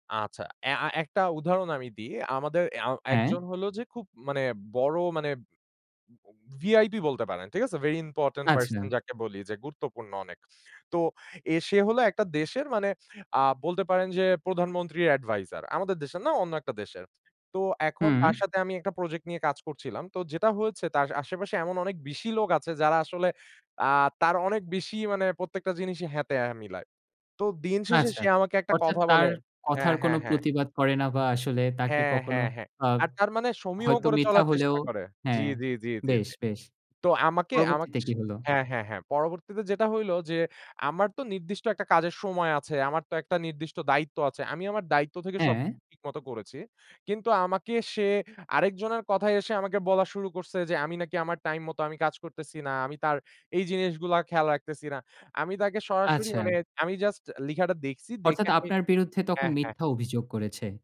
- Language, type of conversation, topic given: Bengali, podcast, তুমি কীভাবে নিজের স্বর খুঁজে পাও?
- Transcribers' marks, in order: in English: "Very inpoten person"; "important" said as "inpoten"; "গুরুত্বপূর্ণ" said as "গুরতপুন্ন্য"; "project" said as "projec"; "বেশি" said as "বিশি"